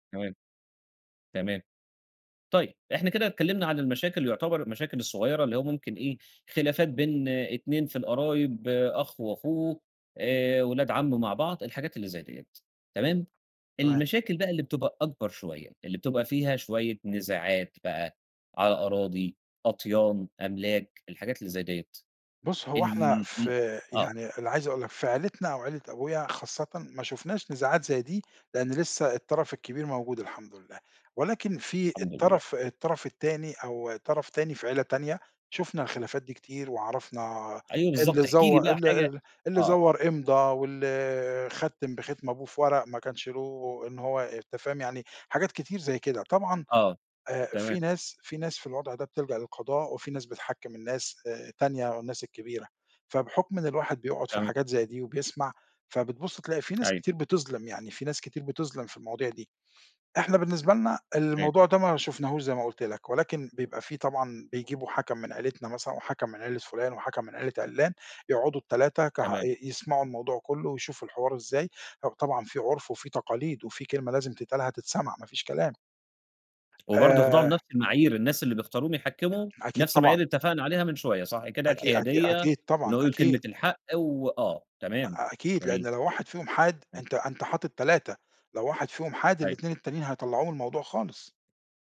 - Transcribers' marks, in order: tapping; unintelligible speech
- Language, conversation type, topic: Arabic, podcast, إزاي بتتعامل مع خلافات العيلة الكبيرة بين القرايب؟